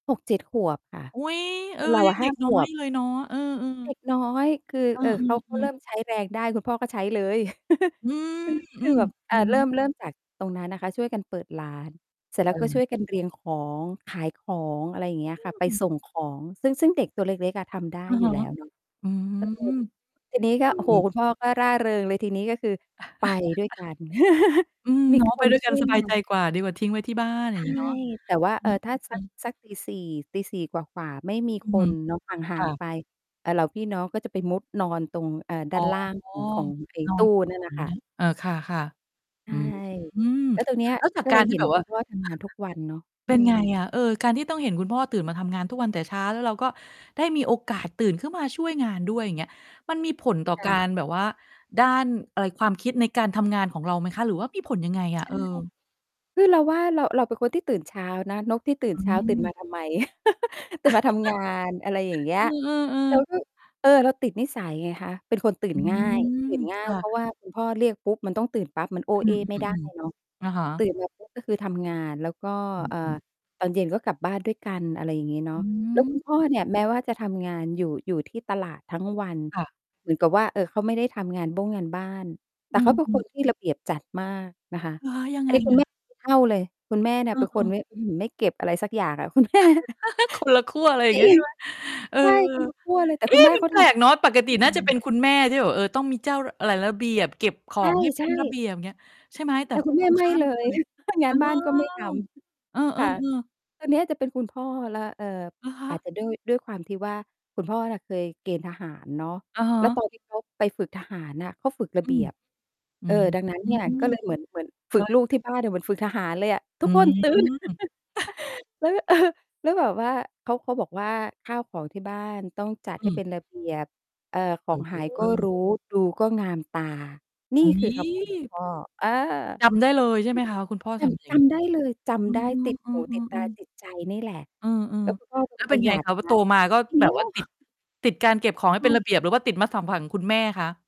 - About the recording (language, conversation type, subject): Thai, podcast, ใครในครอบครัวของคุณมีอิทธิพลต่อคุณมากที่สุด และมีอิทธิพลต่อคุณอย่างไร?
- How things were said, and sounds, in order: distorted speech; tapping; chuckle; mechanical hum; chuckle; chuckle; tsk; other background noise; static; laugh; chuckle; chuckle; laughing while speaking: "คนละขั้ว"; laughing while speaking: "แม่ จริง"; chuckle; chuckle; chuckle; stressed: "ตื่น"; laugh; chuckle; "มนุษยสัมพันธ์" said as "มะสัมพันธ์"